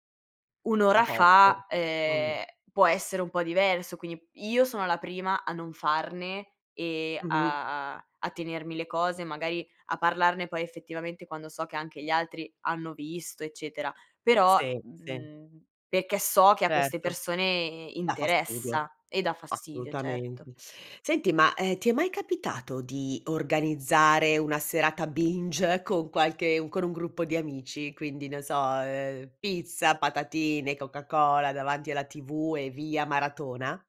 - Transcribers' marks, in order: in English: "binge"
- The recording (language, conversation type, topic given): Italian, podcast, Preferisci guardare una stagione tutta d’un fiato o seguire le puntate settimana per settimana?